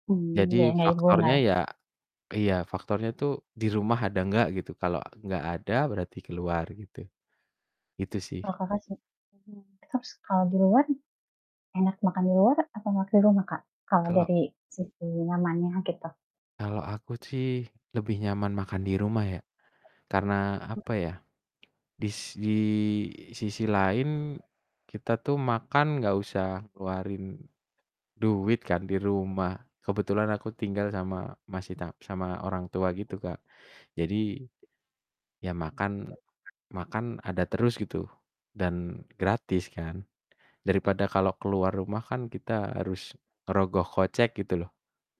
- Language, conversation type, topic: Indonesian, unstructured, Bagaimana Anda memutuskan apakah akan makan di rumah atau makan di luar?
- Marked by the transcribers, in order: unintelligible speech; static; other background noise